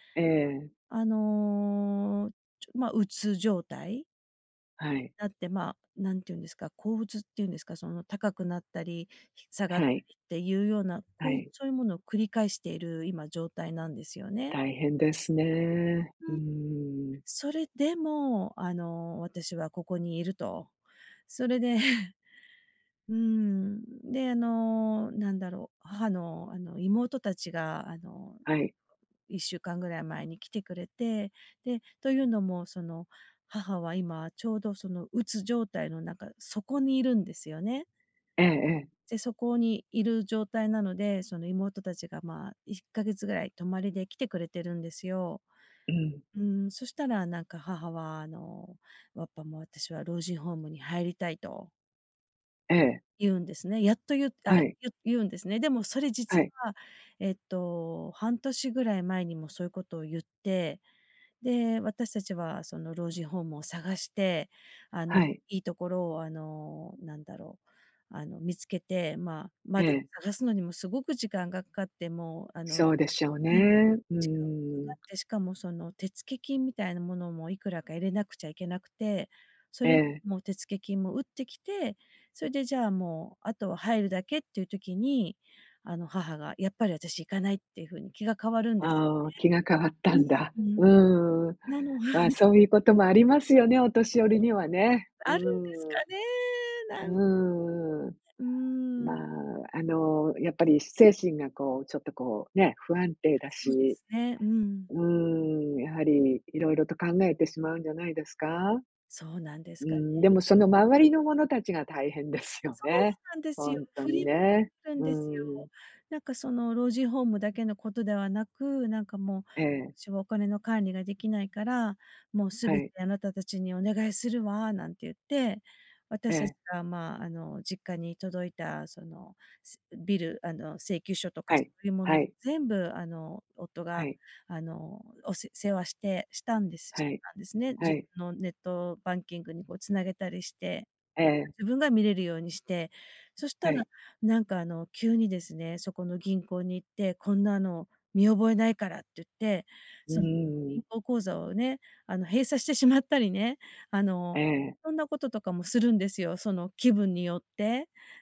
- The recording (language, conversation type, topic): Japanese, advice, 親の介護のために生活を変えるべきか迷っているとき、どう判断すればよいですか？
- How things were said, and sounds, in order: other background noise; chuckle; joyful: "あるんですかね、なん"; other noise; laughing while speaking: "ですよね"; in English: "ビル"